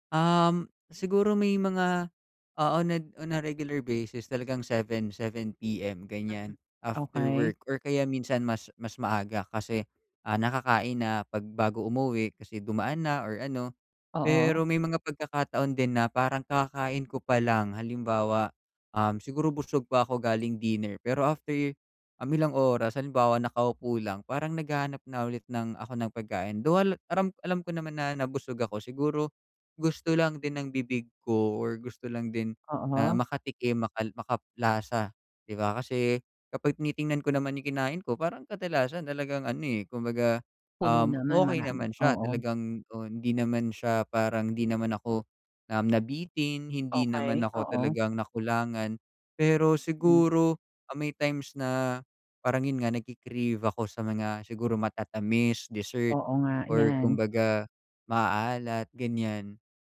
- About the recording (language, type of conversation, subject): Filipino, advice, Paano ko malalaman kung emosyonal o pisikal ang gutom ko?
- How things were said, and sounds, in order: tapping